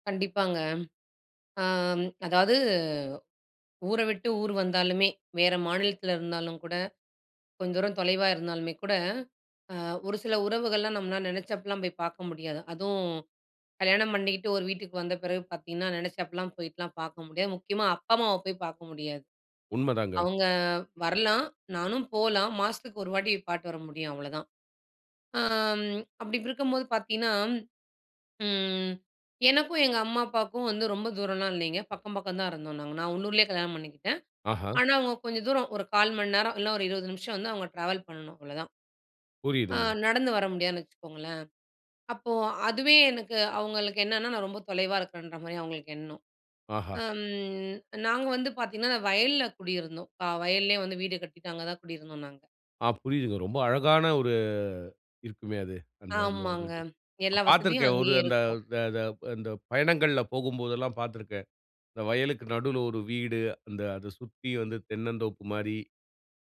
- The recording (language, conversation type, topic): Tamil, podcast, தொலைவில் இருக்கும் உறவுகளை நீண்டநாள்கள் எப்படிப் பராமரிக்கிறீர்கள்?
- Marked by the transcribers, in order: none